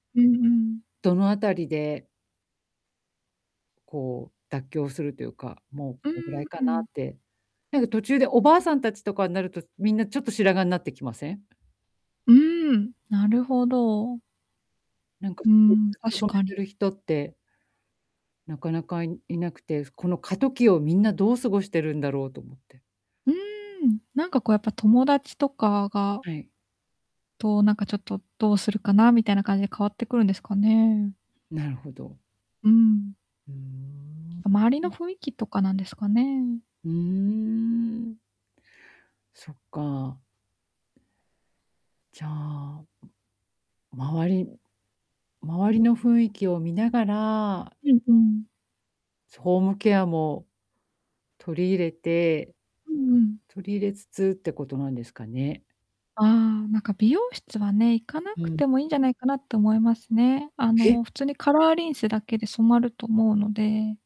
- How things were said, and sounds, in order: other background noise; tapping; distorted speech
- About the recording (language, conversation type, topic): Japanese, advice, 限られた予算の中でおしゃれに見せるには、どうすればいいですか？